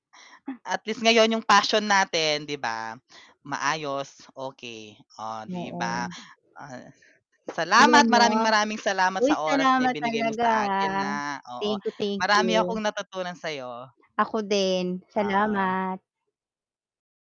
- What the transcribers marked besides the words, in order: static; other background noise
- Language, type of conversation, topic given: Filipino, unstructured, Ano ang naramdaman mo nang mawala ang suporta ng pamilya mo sa hilig mo?
- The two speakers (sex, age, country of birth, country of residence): female, 40-44, Philippines, Philippines; male, 25-29, Philippines, Philippines